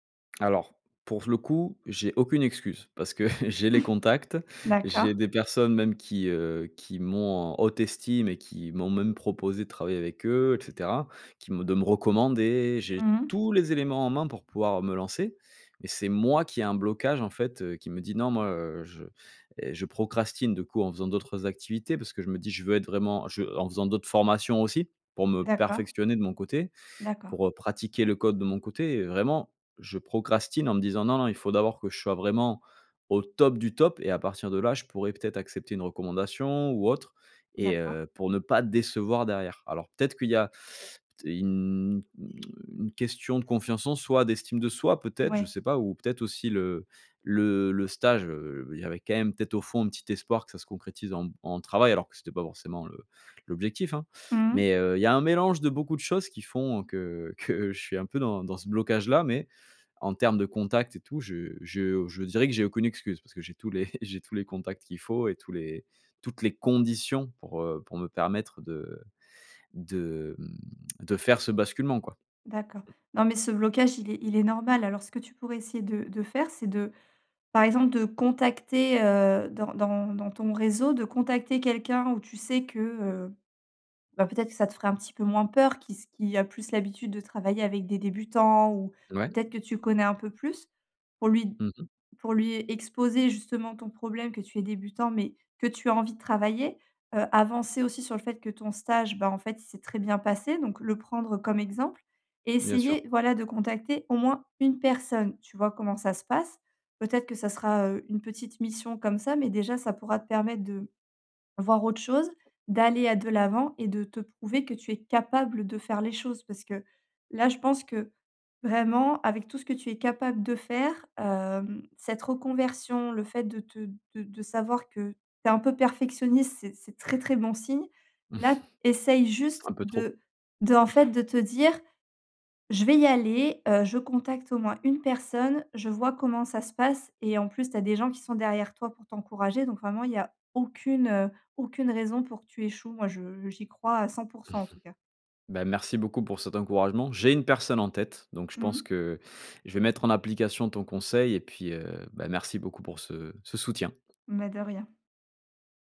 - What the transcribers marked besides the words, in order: chuckle; stressed: "tous"; stressed: "décevoir"; chuckle; chuckle; stressed: "conditions"; other background noise; tapping; stressed: "très, très"; chuckle; chuckle; chuckle; stressed: "J'ai"
- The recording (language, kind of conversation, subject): French, advice, Comment dépasser la peur d’échouer qui m’empêche d’agir ?